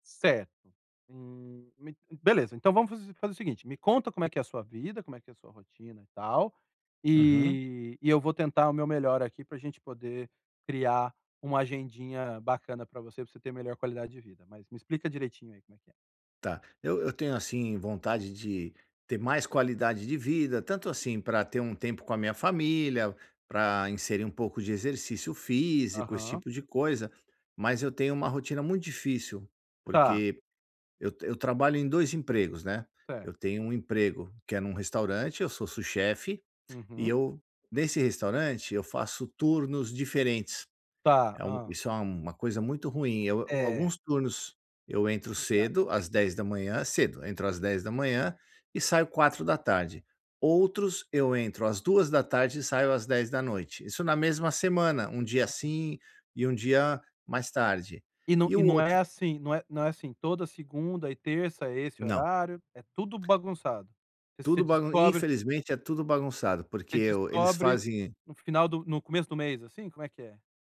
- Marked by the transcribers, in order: tapping
- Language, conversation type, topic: Portuguese, advice, Como equilibrar rotinas de trabalho e vida pessoal?